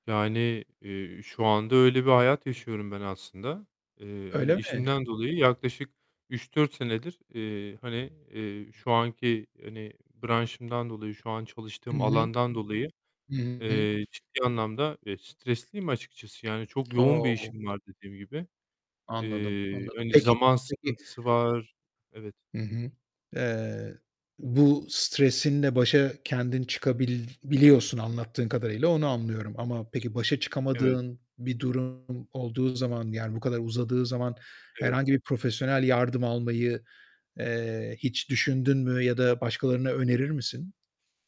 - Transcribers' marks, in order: static; distorted speech; tapping; other background noise
- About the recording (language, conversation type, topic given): Turkish, podcast, Stresle başa çıkmak için hangi yöntemleri kullanıyorsun?
- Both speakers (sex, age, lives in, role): male, 30-34, Spain, guest; male, 45-49, Spain, host